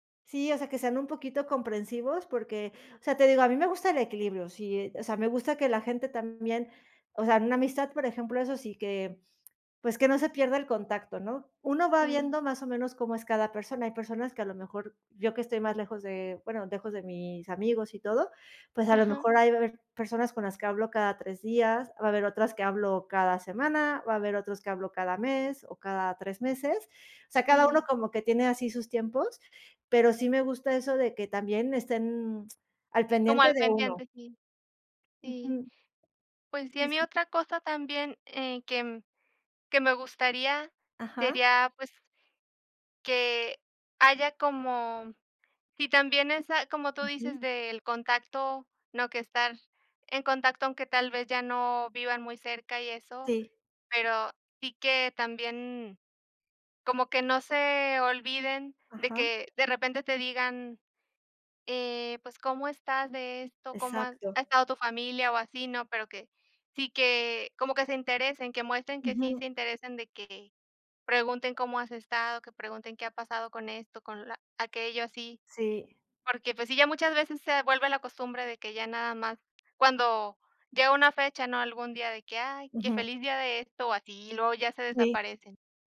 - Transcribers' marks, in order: unintelligible speech
- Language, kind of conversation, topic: Spanish, unstructured, ¿Cuáles son las cualidades que buscas en un buen amigo?